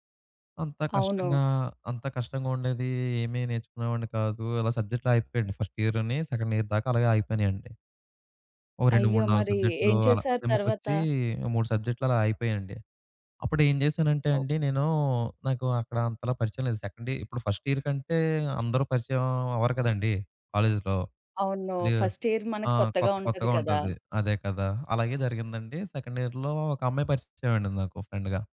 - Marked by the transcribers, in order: in English: "ఫస్ట్"; in English: "సెకండ్ ఇయర్"; in English: "సెకండ్"; in English: "ఫస్ట్ ఇయర్"; other background noise; in English: "ఫస్ట్ ఇయర్"; in English: "సెకండ్ ఇయర్‌లో"; in English: "ఫ్రెండ్‌గా"
- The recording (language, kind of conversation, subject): Telugu, podcast, ఆపద సమయంలో ఎవరో ఇచ్చిన సహాయం వల్ల మీ జీవితంలో దారి మారిందా?